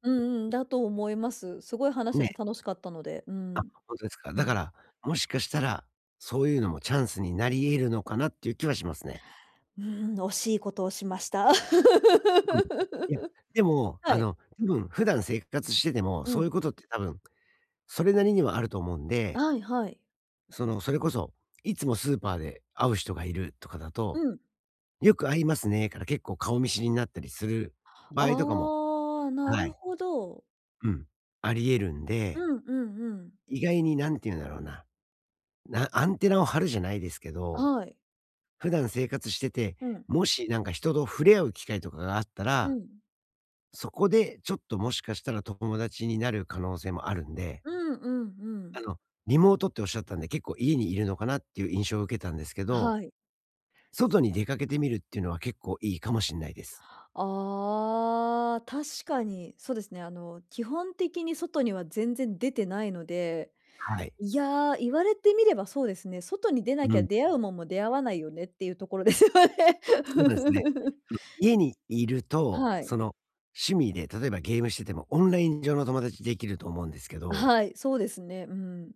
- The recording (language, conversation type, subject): Japanese, advice, 新しい場所でどうすれば自分の居場所を作れますか？
- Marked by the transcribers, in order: laugh; other noise; put-on voice: "よく会いますね"; joyful: "ああ、なるほど"; joyful: "ああ、確かに"; laughing while speaking: "ところですよね"; laugh